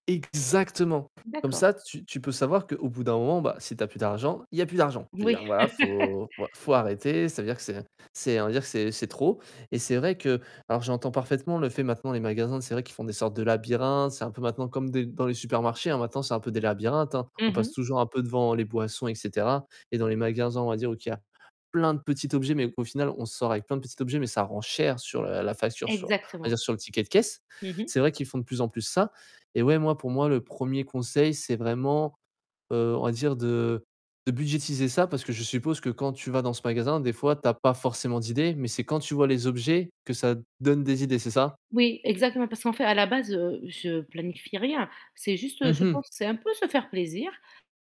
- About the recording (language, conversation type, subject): French, advice, Comment gérez-vous le sentiment de culpabilité après des achats coûteux et non planifiés ?
- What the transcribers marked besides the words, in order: stressed: "Exactement"; other background noise; laugh; stressed: "plein"; tapping; stressed: "un peu"